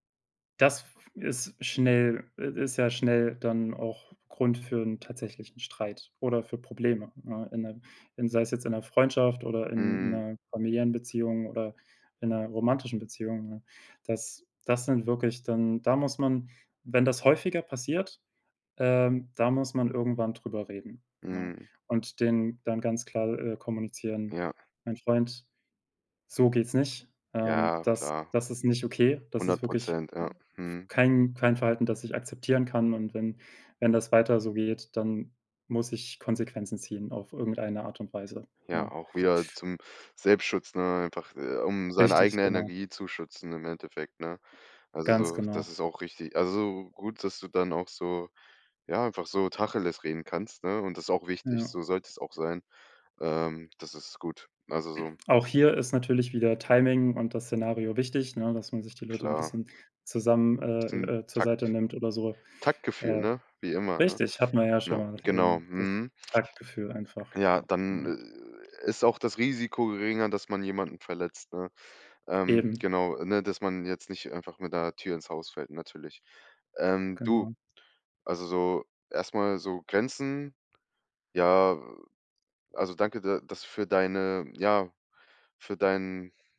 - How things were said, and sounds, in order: other background noise; throat clearing; unintelligible speech; other noise
- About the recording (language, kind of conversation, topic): German, podcast, Wie setzt du Grenzen, ohne jemanden zu verletzen?